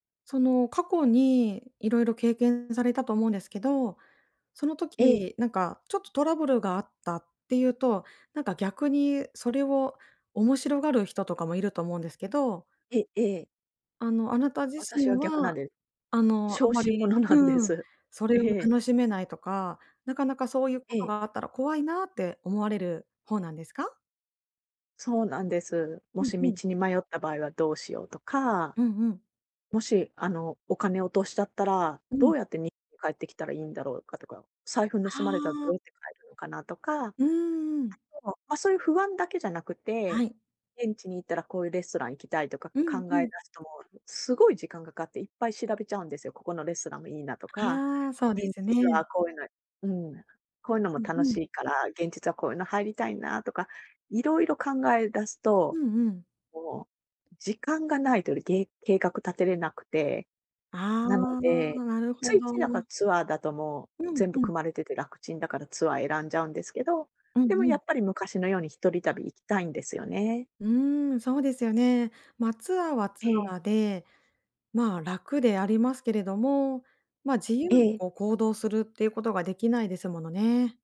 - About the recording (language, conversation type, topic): Japanese, advice, 旅行の計画と準備の難しさ
- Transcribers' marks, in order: laughing while speaking: "小心者なんです"